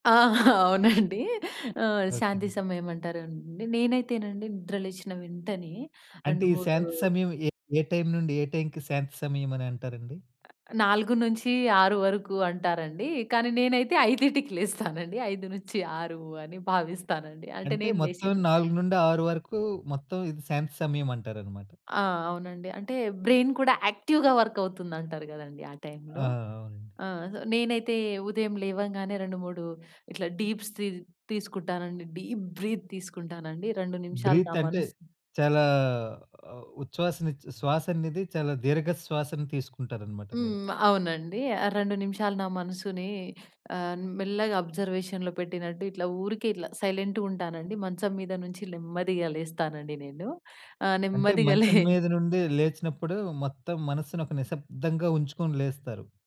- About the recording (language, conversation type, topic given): Telugu, podcast, ఉదయం సమయాన్ని మెరుగ్గా ఉపయోగించుకోవడానికి మీకు ఉపయోగపడిన చిట్కాలు ఏమిటి?
- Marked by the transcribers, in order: chuckle; chuckle; other background noise; tapping; in English: "బ్రెయిన్"; in English: "యాక్టివ్‌గా వర్క్"; in English: "డీప్ బ్రీత్"; in English: "బ్రీత్"; in English: "ఆబ్‌జర్‌వేషన్‌లో"; chuckle